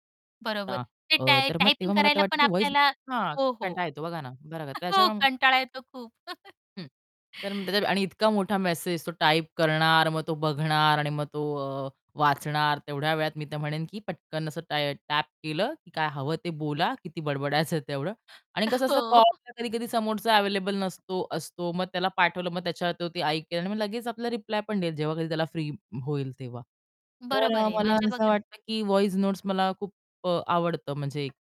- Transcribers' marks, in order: static; chuckle; other background noise; distorted speech; chuckle; tapping; in English: "व्हॉईस नोटस"
- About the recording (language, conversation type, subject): Marathi, podcast, तुम्हाला मजकुराऐवजी ध्वनिसंदेश पाठवायला का आवडते?